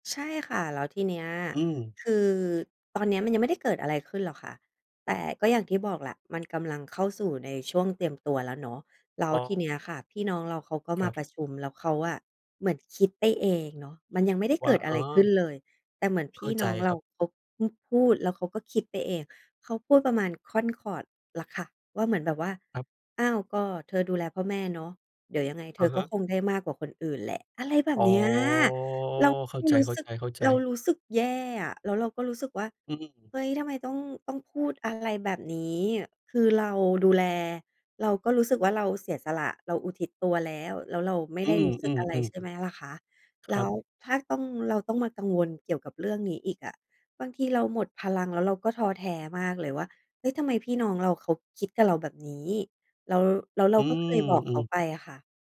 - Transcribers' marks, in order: other noise; drawn out: "อ๋อ"; other background noise
- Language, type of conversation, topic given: Thai, advice, คุณควรจัดการความขัดแย้งกับพี่น้องเรื่องมรดกหรือทรัพย์สินครอบครัวอย่างไร?